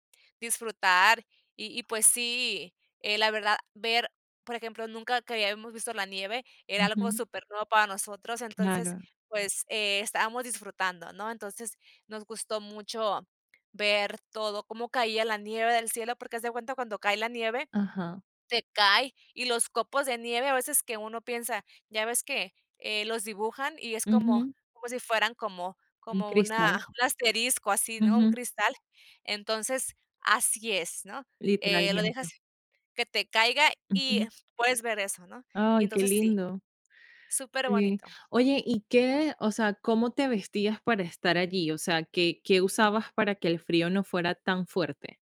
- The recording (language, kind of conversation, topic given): Spanish, podcast, ¿Qué paisaje natural te ha marcado y por qué?
- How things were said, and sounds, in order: tapping; other background noise